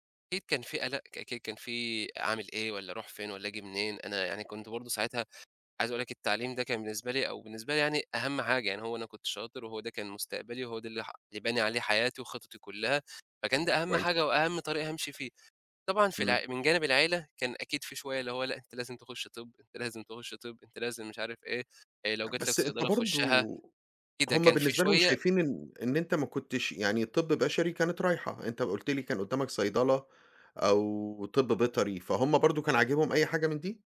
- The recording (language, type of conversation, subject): Arabic, podcast, إزاي بتوازن بين قراراتك النهارده وخططك للمستقبل؟
- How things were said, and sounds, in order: tapping